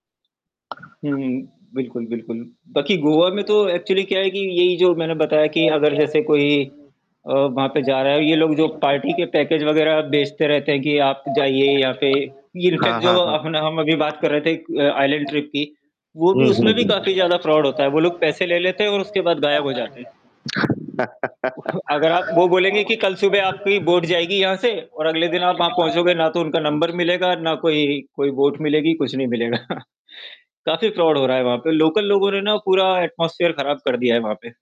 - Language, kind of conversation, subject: Hindi, unstructured, गर्मी की छुट्टियाँ बिताने के लिए आप पहाड़ों को पसंद करते हैं या समुद्र तट को?
- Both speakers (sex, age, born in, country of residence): male, 35-39, India, India; male, 40-44, India, India
- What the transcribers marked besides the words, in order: other background noise; static; in English: "एक्चुअली"; in English: "पार्टी"; in English: "पैकेज"; in English: "इनफ़ैक्ट"; in English: "आइसलैंड ट्रिप"; in English: "फ्रॉड"; other noise; in English: "बोट"; background speech; laugh; in English: "बोट"; chuckle; in English: "फ्रॉड"; in English: "लोकल"; in English: "एटमॉस्फियर"